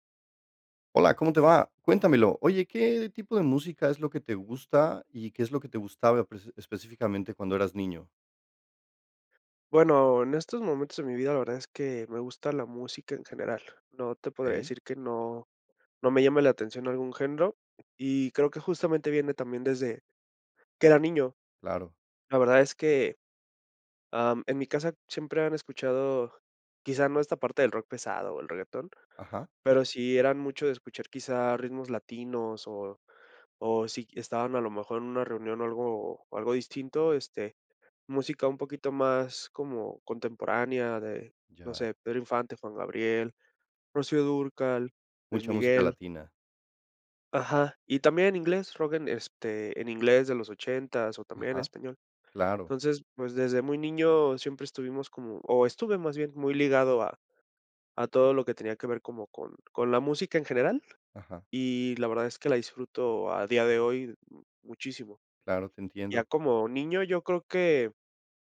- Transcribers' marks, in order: none
- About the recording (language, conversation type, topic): Spanish, podcast, ¿Qué música te marcó cuando eras niño?